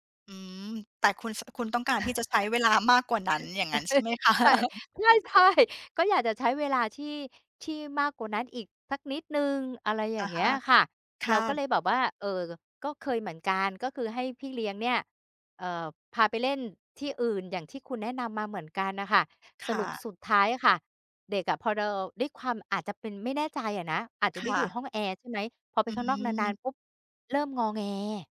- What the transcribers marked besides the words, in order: chuckle; other background noise; chuckle; laughing while speaking: "ใช่ ใช่ ๆ"; laughing while speaking: "คะ ?"
- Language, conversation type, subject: Thai, advice, สภาพแวดล้อมที่บ้านหรือที่ออฟฟิศทำให้คุณโฟกัสไม่ได้อย่างไร?